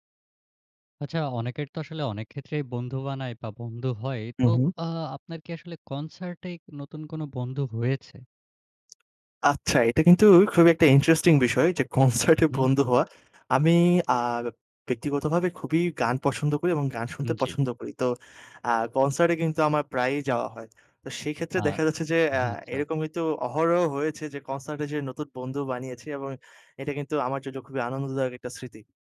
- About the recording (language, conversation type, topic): Bengali, podcast, কনসার্টে কি আপনার নতুন বন্ধু হওয়ার কোনো গল্প আছে?
- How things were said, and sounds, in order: in English: "ইন্টারেস্টিং"; laughing while speaking: "কনসার্টে বন্ধু হওয়া"; tapping